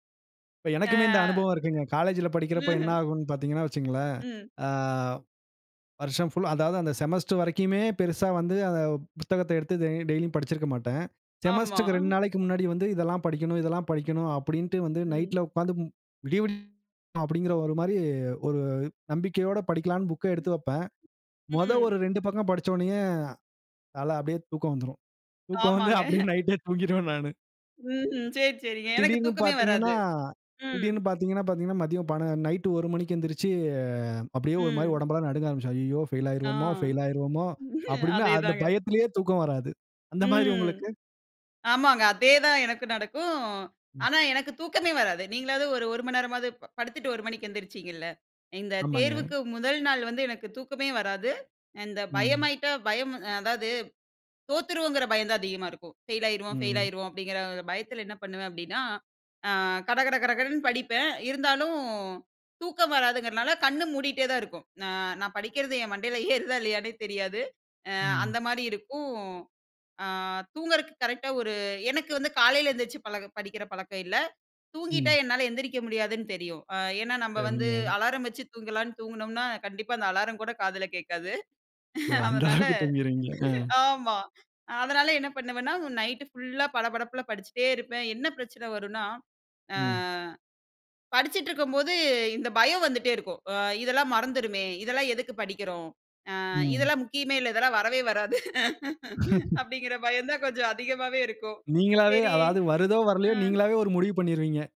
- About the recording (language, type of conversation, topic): Tamil, podcast, தேர்வு மனஅழுத்தம் வந்தால் நீங்கள் என்ன செய்வீர்கள்?
- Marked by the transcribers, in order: other noise; laughing while speaking: "அப்படியே நைட்டே தூங்கிருவேன் நானு"; chuckle; chuckle; laughing while speaking: "ஓ! அந்த அளவுக்கு தூங்கிறீங்க. அ"; laugh; chuckle; laugh